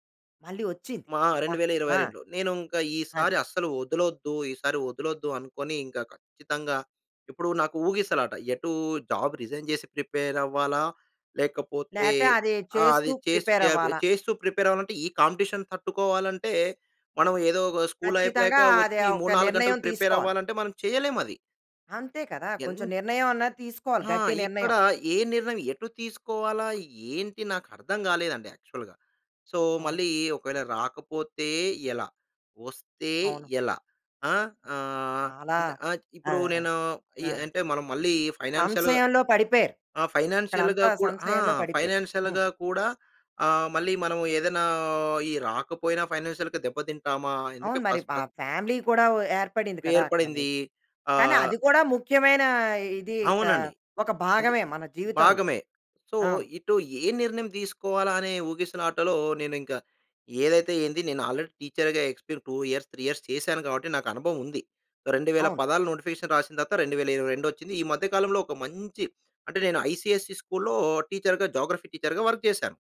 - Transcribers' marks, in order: in English: "జాబ్ రిజైన్"; in English: "ప్రిపేర్"; in English: "ప్రిపేర్"; in English: "ప్రిపేర్"; in English: "కాంపిటీషన్"; in English: "స్కూల్"; in English: "ప్రిపేర్"; in English: "యాక్చువల్‌గా. సో"; in English: "ఫైనాన్షియల్‌గా"; in English: "ఫైనాన్షియల్‌గా"; in English: "ఫైనాన్షియల్‌గా"; in English: "ఫైనాన్షియల్‌గా"; in English: "ఫస్ట్, ఫస్ట్"; in English: "ఫ్యామిలీ"; in English: "సో"; in English: "ఆల్రెడీ టీచర్‌గా ఎక్స్‌పీ‌ర్ టూ ఇయర్స్, త్రీ ఇయర్స్"; in English: "ఐసిఎస్‌సి స్కూల్‌లో టీచర్‌గా, జియోగ్రఫీ టీచర్‌గా వర్క్"
- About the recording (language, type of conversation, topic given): Telugu, podcast, నీ జీవితంలో నువ్వు ఎక్కువగా పశ్చాత్తాపపడే నిర్ణయం ఏది?